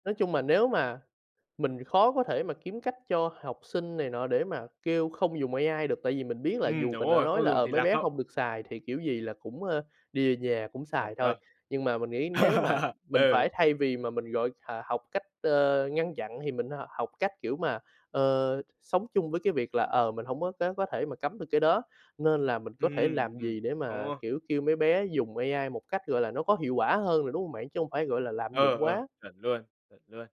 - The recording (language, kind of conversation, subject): Vietnamese, podcast, Bạn nghĩ trí tuệ nhân tạo đang tác động như thế nào đến đời sống hằng ngày của chúng ta?
- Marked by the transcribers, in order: tapping; laugh; unintelligible speech